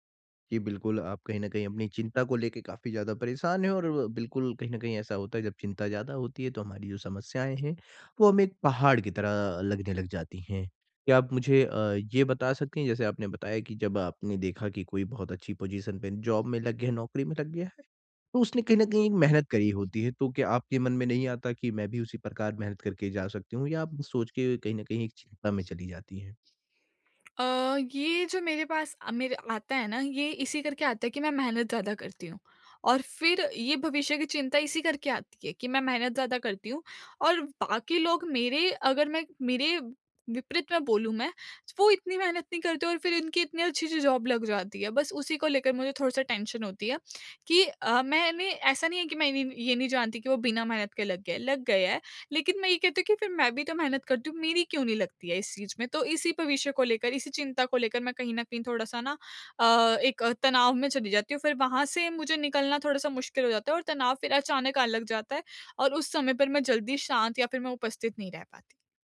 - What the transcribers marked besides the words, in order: unintelligible speech; in English: "पोजीशन"; in English: "जॉब"; tapping; in English: "जॉब"; in English: "टेंशन"
- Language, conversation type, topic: Hindi, advice, तनाव अचानक आए तो मैं कैसे जल्दी शांत और उपस्थित रहूँ?